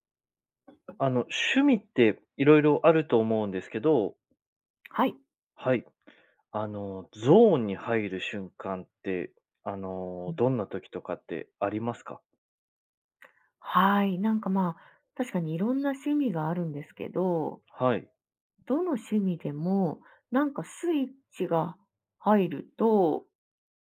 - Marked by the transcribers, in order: tapping; other background noise
- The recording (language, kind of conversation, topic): Japanese, podcast, 趣味に没頭して「ゾーン」に入ったと感じる瞬間は、どんな感覚ですか？